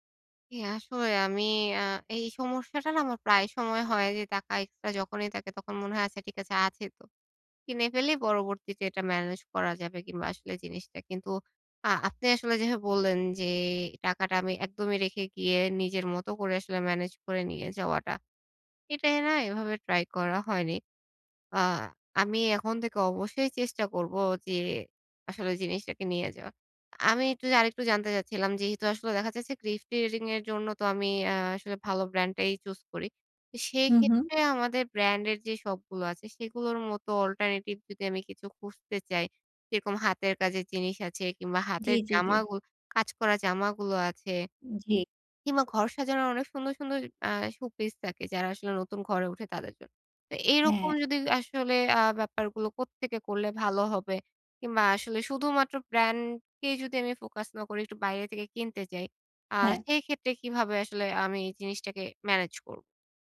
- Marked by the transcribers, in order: in English: "অল্টারনেটিভ"
- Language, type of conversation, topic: Bengali, advice, বাজেট সীমায় মানসম্মত কেনাকাটা